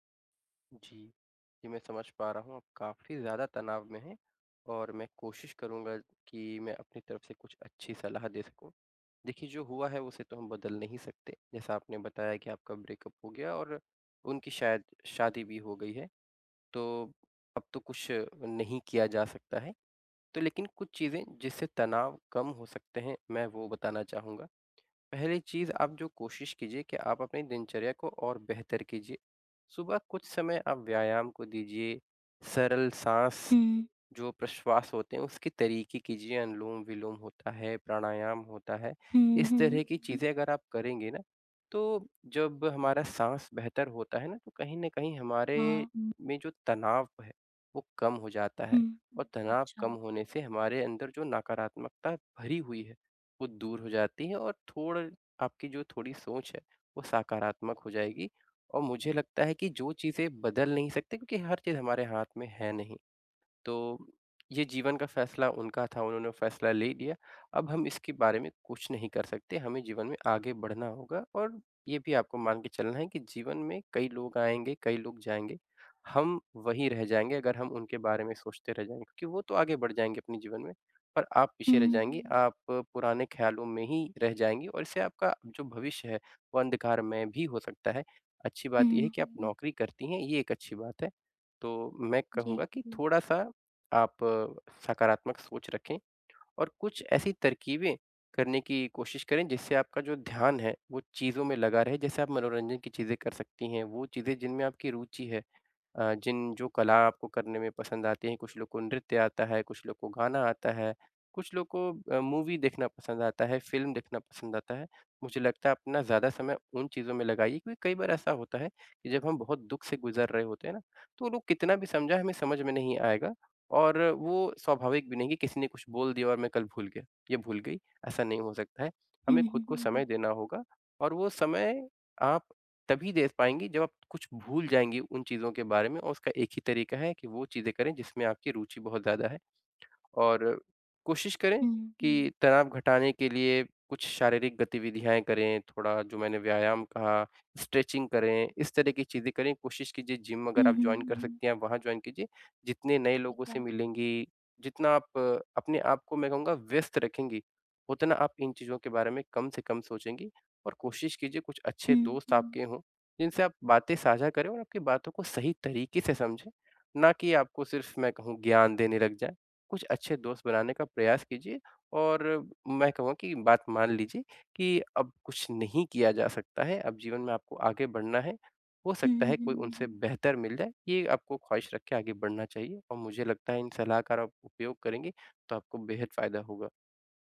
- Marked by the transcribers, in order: in English: "ब्रेकअप"; in English: "मूवी"; "गतिविधियाँ" said as "गतिविधियाएँ"; in English: "स्ट्रेचिंग"; in English: "जॉइन"; in English: "जॉइन"
- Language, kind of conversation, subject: Hindi, advice, मैं तीव्र तनाव के दौरान तुरंत राहत कैसे पा सकता/सकती हूँ?